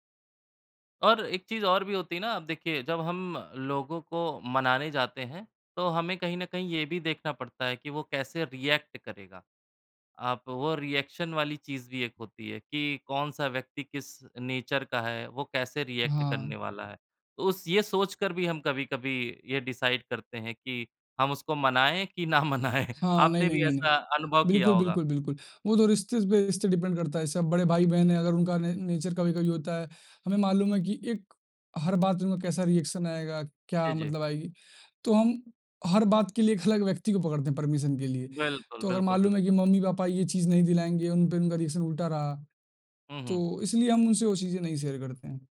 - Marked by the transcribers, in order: in English: "रिएक्ट"; in English: "रिएक्शन"; in English: "नेचर"; in English: "रिएक्ट"; in English: "डिसाइड"; laughing while speaking: "ना मनाएँ"; in English: "डिपेंड"; in English: "न नेचर"; in English: "रिएक्शन"; laughing while speaking: "अलग"; in English: "परमिशन"; in English: "रिएक्शन"; in English: "शेयर"
- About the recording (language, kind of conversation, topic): Hindi, unstructured, लोगों को मनाने में सबसे बड़ी मुश्किल क्या होती है?